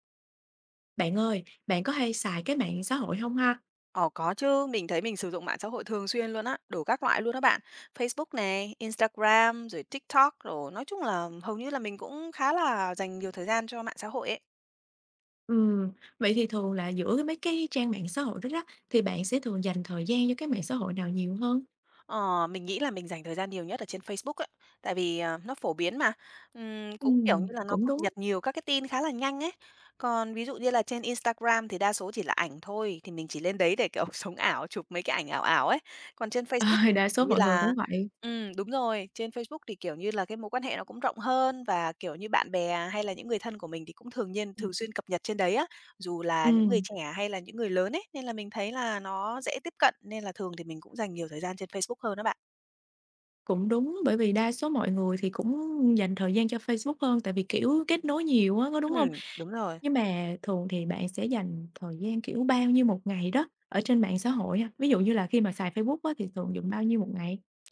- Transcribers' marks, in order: other background noise; laughing while speaking: "À"; tapping
- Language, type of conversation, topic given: Vietnamese, podcast, Bạn cân bằng giữa đời sống thực và đời sống trên mạng như thế nào?